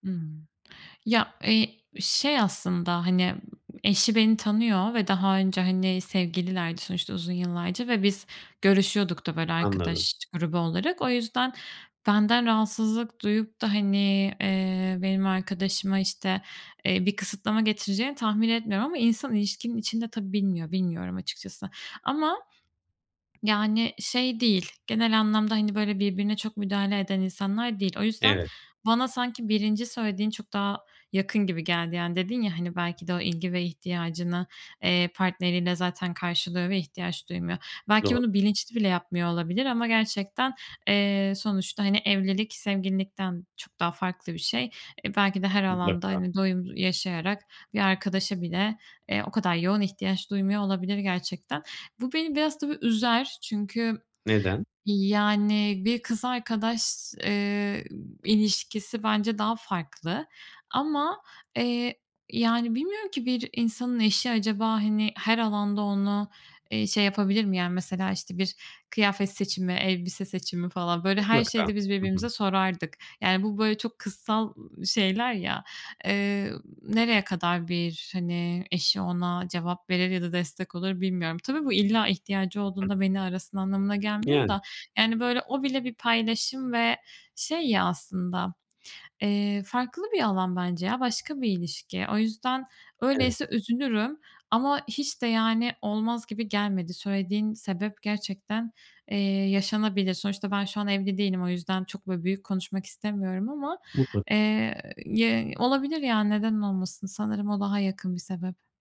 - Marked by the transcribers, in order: unintelligible speech; unintelligible speech
- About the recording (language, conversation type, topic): Turkish, advice, Arkadaşlıkta çabanın tek taraflı kalması seni neden bu kadar yoruyor?